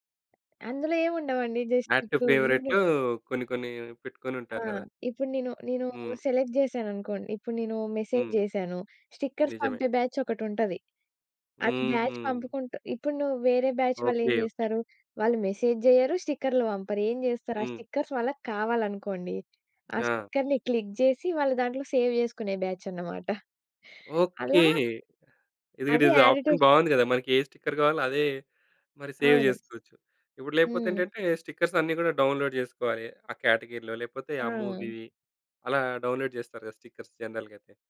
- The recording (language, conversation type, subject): Telugu, podcast, వైరల్ విషయాలు, మీమ్స్ మన రోజువారీ సంభాషణలను ఎలా మార్చేశాయని మీరు అనుకుంటున్నారు?
- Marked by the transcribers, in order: tapping; in English: "జస్ట్"; in English: "యాడ్ టు ఫేవరైట్‌లో"; in English: "సెలెక్ట్"; in English: "మెసేజ్"; in English: "స్టిక్కర్స్"; in English: "బ్యాచ్"; in English: "బ్యాచ్"; in English: "బ్యాచ్"; in English: "మెసేజ్"; in English: "స్టిక్కర్స్"; other background noise; in English: "స్టిక్కర్ని క్లిక్"; in English: "సేవ్"; in English: "ఆప్షన్"; in English: "యాడ్ టు"; in English: "స్టిక్కర్"; in English: "సేవ్"; in English: "స్టిక్కర్స్"; in English: "డౌన్‌లోడ్"; in English: "క్యాటగరీ‌లో"; in English: "మూవీ"; in English: "డౌన్‌లోడ్"; in English: "స్టిక్కర్స్ జనరల్‌గా"